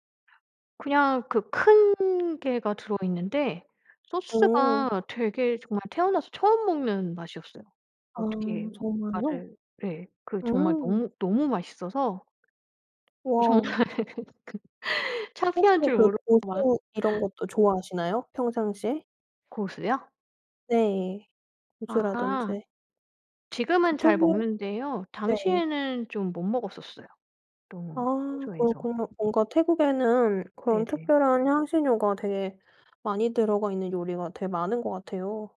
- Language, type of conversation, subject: Korean, podcast, 음식 때문에 특히 기억에 남는 여행지가 있나요?
- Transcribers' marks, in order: other background noise; tapping; laughing while speaking: "어 정말 그"